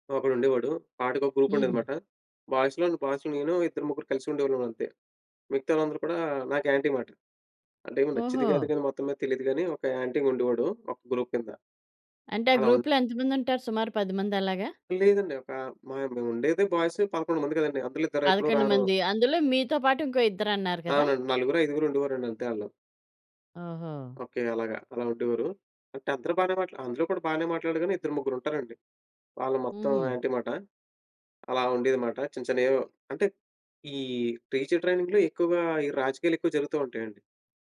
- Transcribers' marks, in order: in English: "బాయ్స్‌లోని బాయ్స్‌లో"; in English: "యాంటీ"; in English: "గ్రూప్"; in English: "బాయ్స్"; in English: "యాంటీ"; in English: "ట్రైనింగ్‌లో"
- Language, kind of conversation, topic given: Telugu, podcast, పాఠశాల రోజుల్లో మీకు ఇప్పటికీ ఆనందంగా గుర్తుండిపోయే ఒక నేర్చుకున్న అనుభవాన్ని చెప్పగలరా?